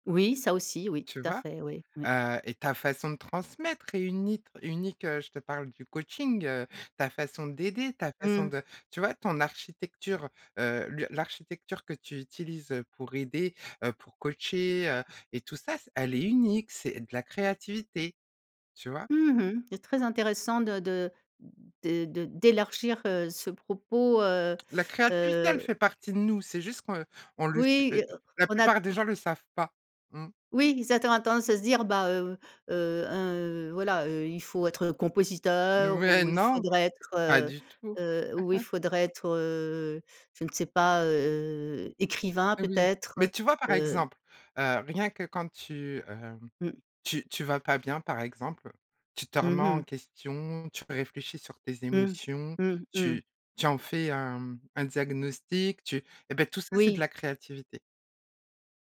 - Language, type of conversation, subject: French, podcast, Comment ton identité créative a-t-elle commencé ?
- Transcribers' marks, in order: stressed: "d'élargir"; other background noise; chuckle; stressed: "écrivain"